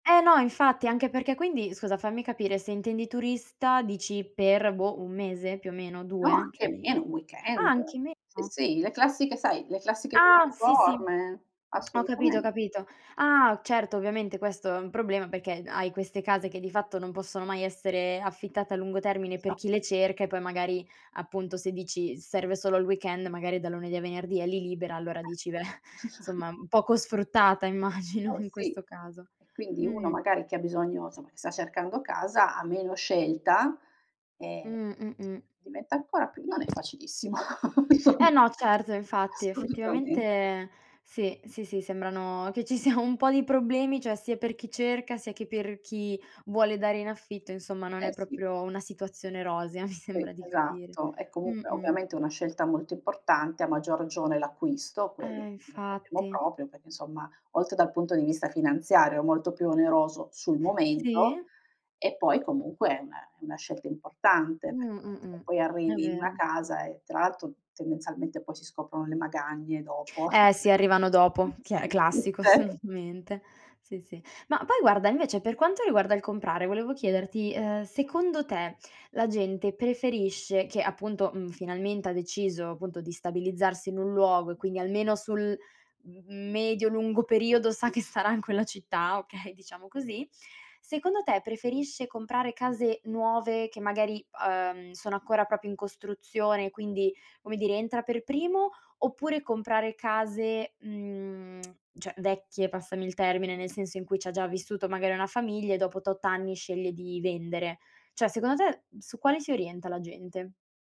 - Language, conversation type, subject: Italian, podcast, Come scegliere tra comprare e affittare una casa?
- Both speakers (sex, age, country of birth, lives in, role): female, 20-24, Italy, Italy, host; female, 45-49, Italy, Italy, guest
- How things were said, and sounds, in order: "cioè" said as "ceh"; tongue click; tapping; unintelligible speech; chuckle; giggle; laughing while speaking: "immagino"; laugh; laughing while speaking: "sia"; "proprio" said as "propio"; laughing while speaking: "mi sembra"; "proprio" said as "propio"; unintelligible speech; other background noise; chuckle; singing: "assolutamente"; laughing while speaking: "sa che sarà in quella città"; "proprio" said as "propio"; tongue click; "cioè" said as "ceh"